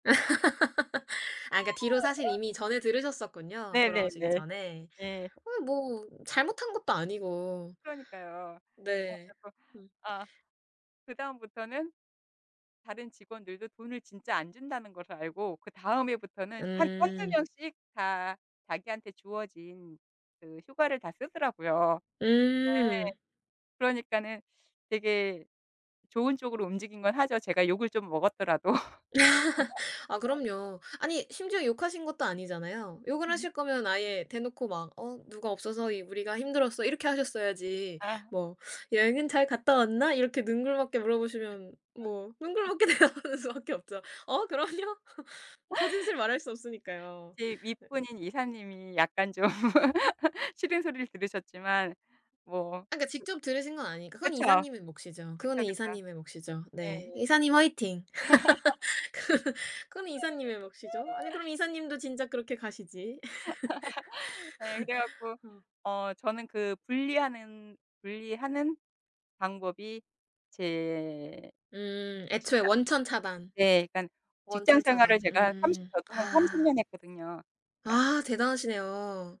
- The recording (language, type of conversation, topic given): Korean, podcast, 일과 삶의 균형을 어떻게 지키고 계신가요?
- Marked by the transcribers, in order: laugh; other noise; tapping; sniff; laughing while speaking: "먹었더라도"; laugh; laugh; put-on voice: "뭐 여행은 잘 갔다 왔나?"; laugh; laughing while speaking: "대답하는 수밖에 없죠. 어 그럼요"; laugh; other background noise; laugh; laugh; laughing while speaking: "그 그건"; laugh